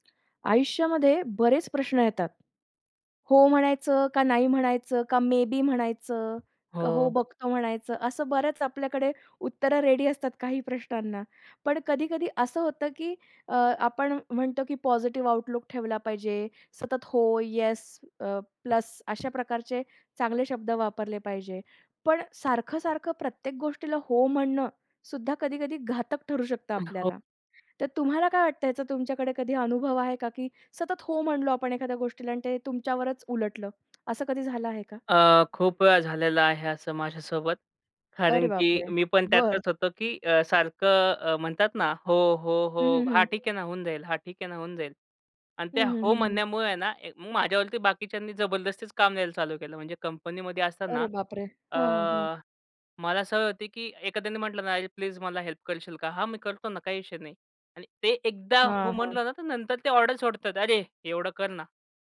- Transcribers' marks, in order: tapping; in English: "मे बी"; other background noise; in English: "रेडी"; in English: "आउटलुक"; other noise; laughing while speaking: "माझ्यासोबत कारण की"; in English: "हेल्प"
- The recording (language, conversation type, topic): Marathi, podcast, सतत ‘हो’ म्हणण्याची सवय कशी सोडाल?